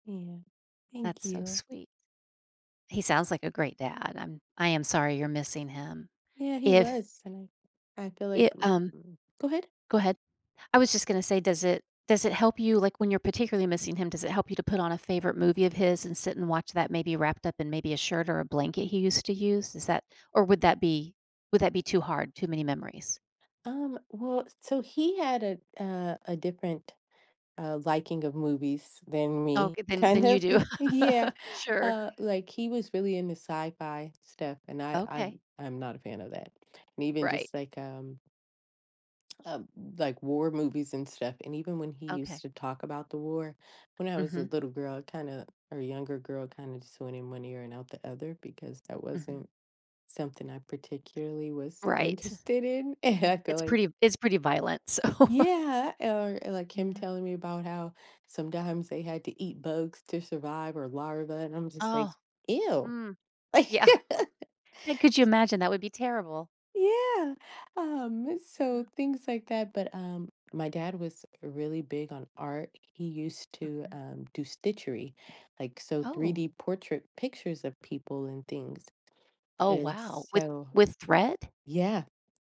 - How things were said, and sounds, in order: tapping; other background noise; chuckle; laugh; chuckle; chuckle; chuckle; laugh
- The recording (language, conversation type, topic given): English, advice, How can I cope with missing my parent who passed away?
- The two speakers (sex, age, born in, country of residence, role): female, 40-44, United States, United States, user; female, 55-59, United States, United States, advisor